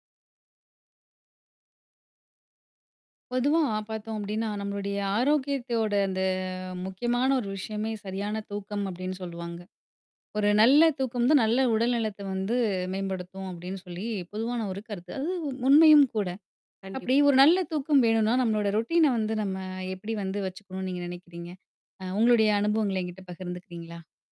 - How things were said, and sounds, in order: in English: "ரொட்டீன்ன"
- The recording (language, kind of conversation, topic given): Tamil, podcast, நல்ல தூக்கம் வருவதற்கு நீங்கள் பின்பற்றும் தினசரி உறக்க பழக்கம் எப்படி இருக்கும்?